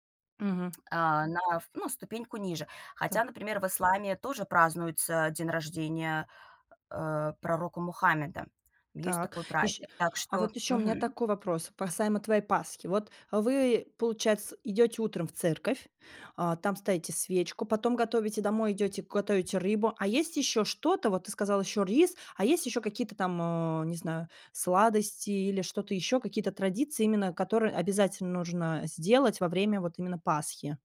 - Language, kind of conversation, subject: Russian, podcast, Какая семейная традиция для вас особенно важна и почему?
- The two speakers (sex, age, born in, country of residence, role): female, 35-39, Russia, Hungary, host; female, 35-39, Russia, United States, guest
- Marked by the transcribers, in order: tapping; "касаемо" said as "пасаемо"